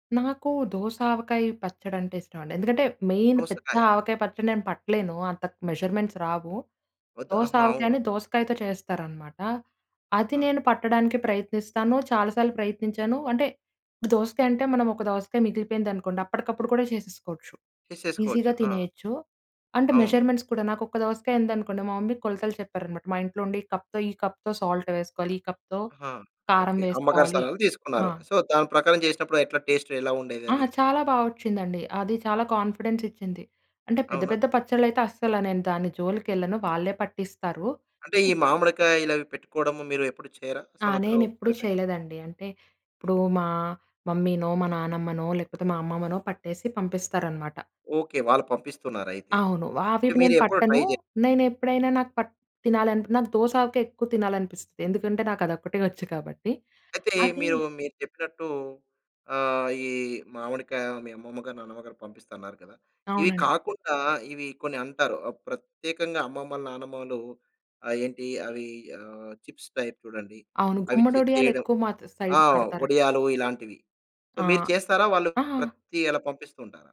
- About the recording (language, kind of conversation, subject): Telugu, podcast, మీ కుటుంబంలో తరతరాలుగా కొనసాగుతున్న ఒక సంప్రదాయ వంటకం గురించి చెప్పగలరా?
- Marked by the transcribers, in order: in English: "మెయిన్"; in English: "మెజర్మెంట్స్"; in English: "ఈజీగా"; in English: "మెజర్మెంట్స్"; in English: "మమ్మీ"; in English: "కప్‌తో"; in English: "కప్‌తో సాల్ట్"; in English: "కప్‌తో"; in English: "సో"; in English: "టేస్ట్"; in English: "కాన్ఫిడెన్స్"; other noise; in English: "ట్రై"; in English: "చిప్స్ టైప్"; in English: "సైడ్"; in English: "సొ"